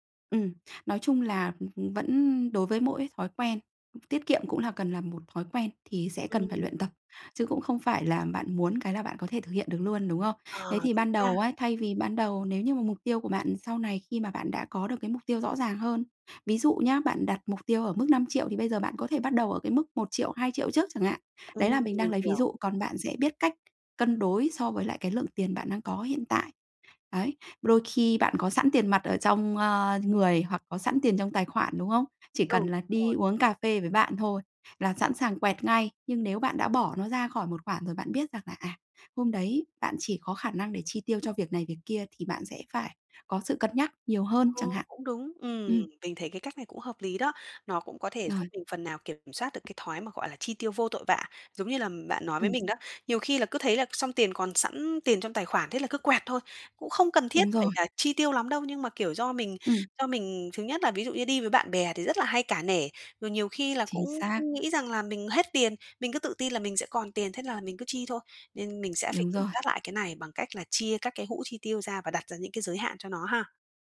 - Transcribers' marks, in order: tapping
- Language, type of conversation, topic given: Vietnamese, advice, Làm sao để tiết kiệm đều đặn mỗi tháng?